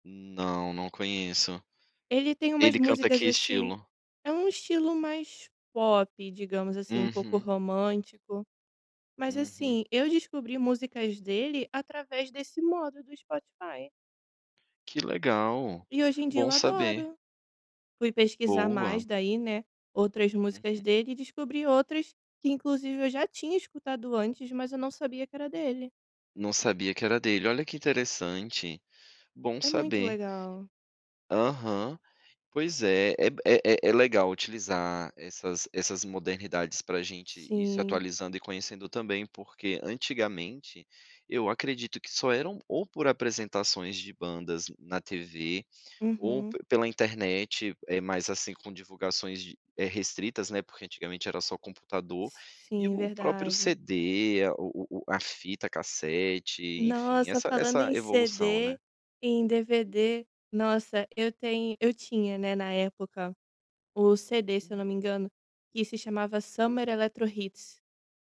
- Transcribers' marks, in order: tapping
- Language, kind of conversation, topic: Portuguese, podcast, O que transforma uma música em nostalgia pra você?